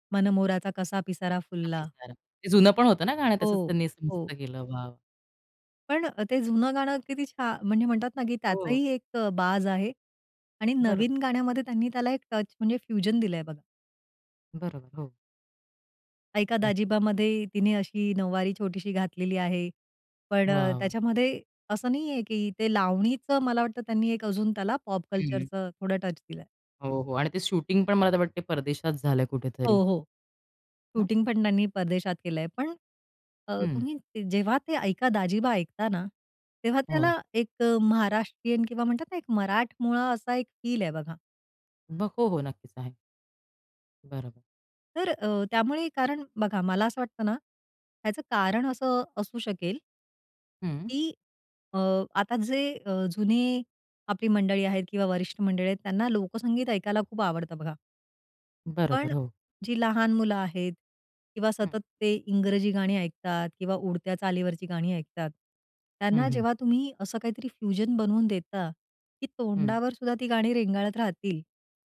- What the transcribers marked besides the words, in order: singing: "मनमोराचा कसा पिसारा फुलला"; in English: "टच"; in English: "फ्यूजन"; in English: "पॉप कल्चरचं"; in English: "टच"; other background noise; in English: "फील"; in English: "फ्युजन"
- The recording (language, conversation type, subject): Marathi, podcast, लोकसंगीत आणि पॉपमधला संघर्ष तुम्हाला कसा जाणवतो?